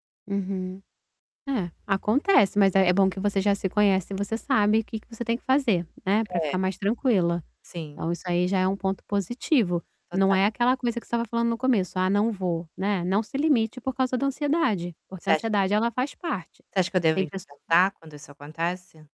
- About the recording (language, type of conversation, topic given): Portuguese, advice, Como posso lidar com a ansiedade em festas e encontros sociais?
- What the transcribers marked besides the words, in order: static; distorted speech; tapping